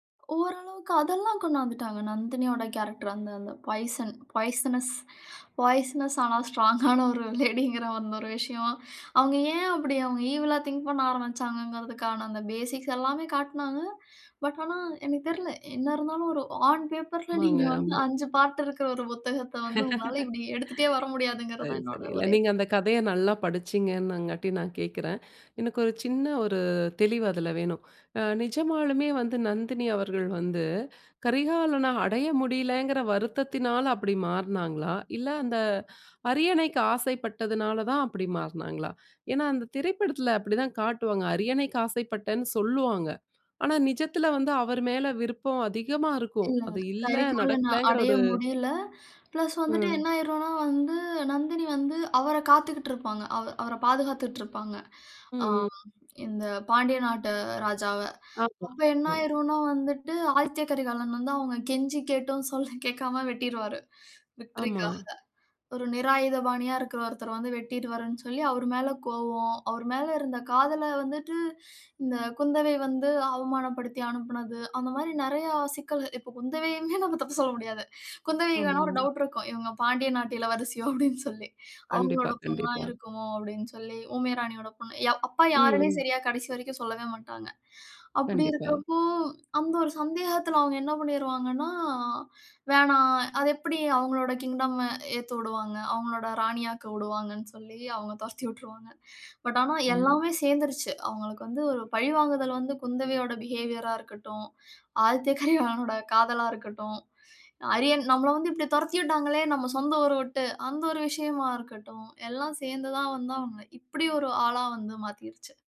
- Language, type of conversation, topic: Tamil, podcast, சின்ன விபரங்கள் கதைக்கு எப்படி உயிரூட்டுகின்றன?
- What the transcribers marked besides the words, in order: in English: "கேரக்டர்"; in English: "பாய்சனஸ்"; in English: "ஸ்ட்ராங்"; in English: "திங்க்"; in English: "பேசிக்ஸ்"; in English: "ஆன் பேப்பர்ஸ்ல"; laugh; other noise; other background noise; laughing while speaking: "சொல்ல"; in English: "விக்டரிக்காக"; laughing while speaking: "குந்தவையுமே நம்ம தப்பு சொல்ல முடியாது"; in English: "டவுட்"; in English: "கிங்டம்"; in English: "பிஹேவியர்"